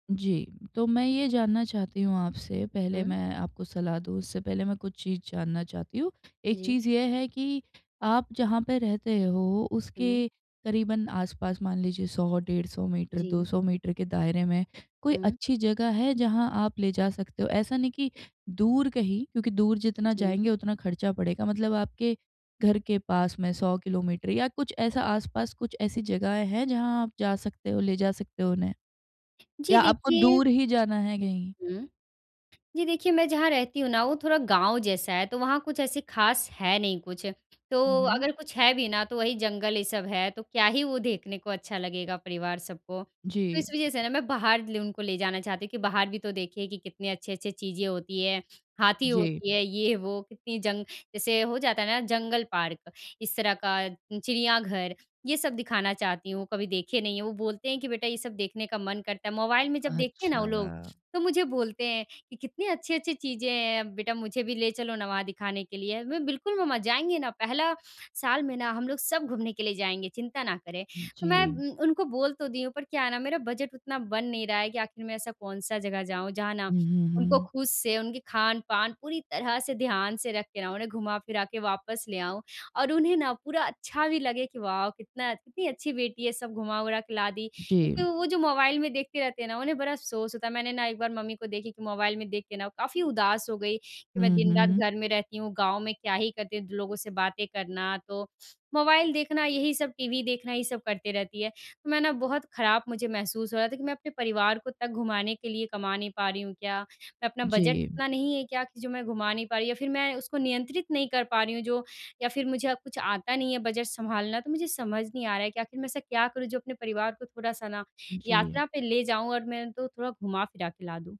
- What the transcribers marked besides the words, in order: in English: "वाउ!"; horn
- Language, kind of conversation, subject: Hindi, advice, यात्रा के लिए बजट कैसे बनाएं और खर्चों को नियंत्रित कैसे करें?